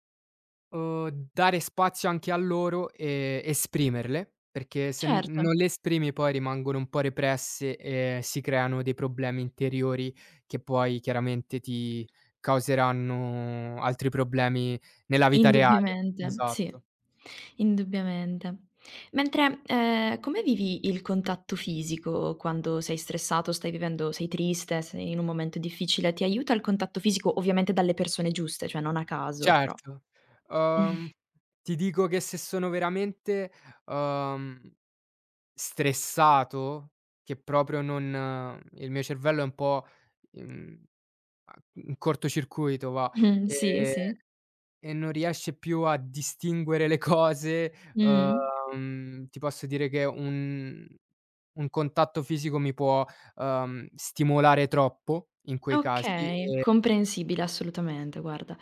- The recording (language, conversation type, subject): Italian, podcast, Come cerchi supporto da amici o dalla famiglia nei momenti difficili?
- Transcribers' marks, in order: other background noise; tapping; chuckle; laughing while speaking: "cose"